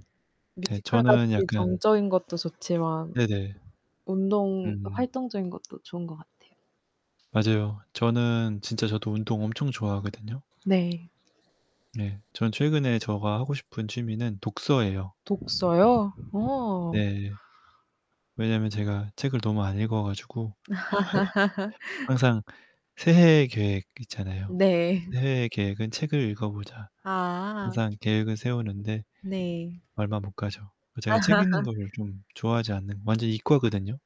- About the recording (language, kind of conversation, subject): Korean, unstructured, 취미가 당신의 삶에 어떤 영향을 미쳤나요?
- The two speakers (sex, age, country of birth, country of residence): female, 20-24, South Korea, South Korea; male, 35-39, South Korea, France
- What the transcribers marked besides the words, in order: other background noise; tapping; laugh; laughing while speaking: "네"; laugh